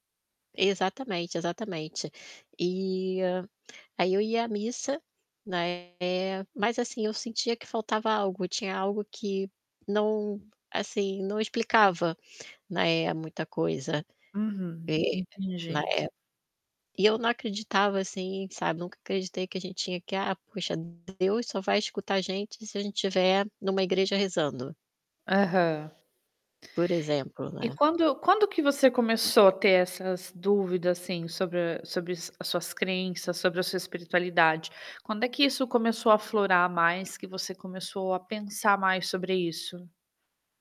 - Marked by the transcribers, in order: distorted speech; tapping; static
- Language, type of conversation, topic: Portuguese, advice, Como você descreveria sua crise espiritual e as dúvidas sobre suas crenças pessoais?